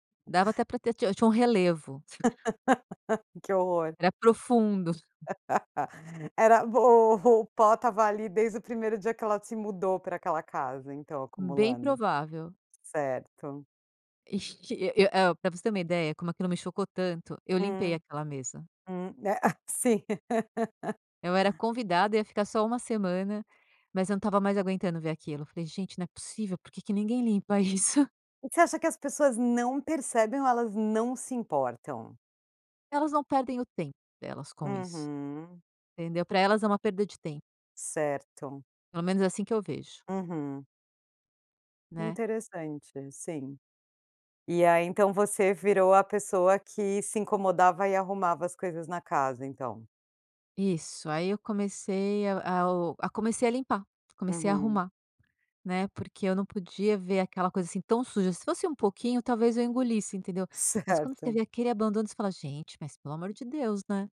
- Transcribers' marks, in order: laugh; other background noise; laugh; unintelligible speech; laugh; laughing while speaking: "Certo"
- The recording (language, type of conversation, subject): Portuguese, podcast, Como você evita distrações domésticas quando precisa se concentrar em casa?